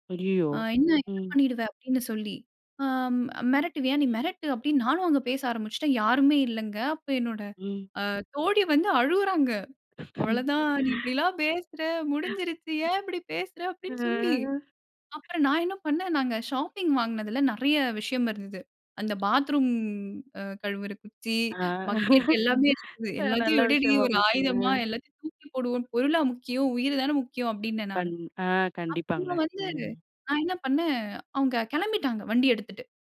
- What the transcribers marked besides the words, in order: other background noise; laugh; laughing while speaking: "நீ இப்பிடியெல்லாம் பேசுற! முடிஞ்சிருச்சு. ஏன் இப்பஜடி பேசுற?"; laugh; drawn out: "ஆ"; tapping; other noise; laughing while speaking: "அ நல்ல விஷயமா போச்சுங்க"
- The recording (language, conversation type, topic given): Tamil, podcast, பயத்தை எதிர்த்து நீங்கள் வெற்றி பெற்ற ஒரு சம்பவத்தைப் பகிர்ந்து சொல்ல முடியுமா?